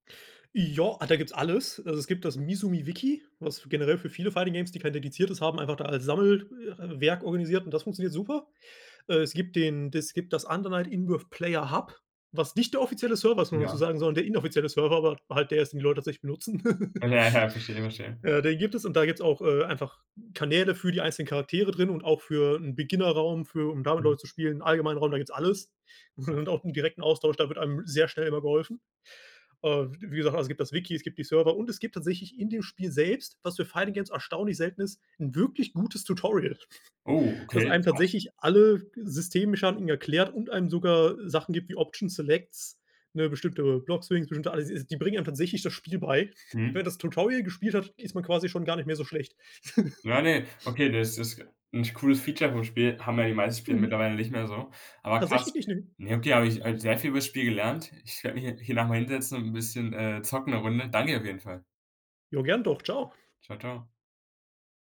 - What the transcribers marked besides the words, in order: in English: "Fighting Games"; chuckle; in English: "Fighting-Games"; in English: "Options, Selects"; in English: "Block Swings"; chuckle
- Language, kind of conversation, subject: German, podcast, Was hat dich zuletzt beim Lernen richtig begeistert?